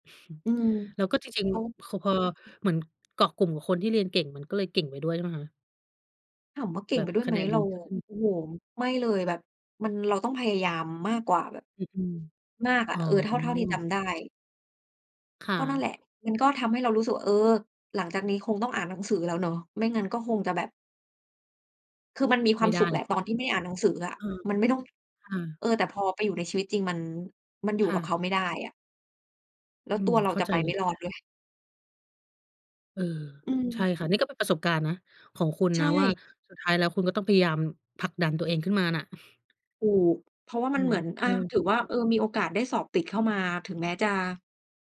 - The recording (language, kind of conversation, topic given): Thai, unstructured, ถ้าคนรอบข้างไม่สนับสนุนความฝันของคุณ คุณจะทำอย่างไร?
- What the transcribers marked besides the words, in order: chuckle; other background noise; tapping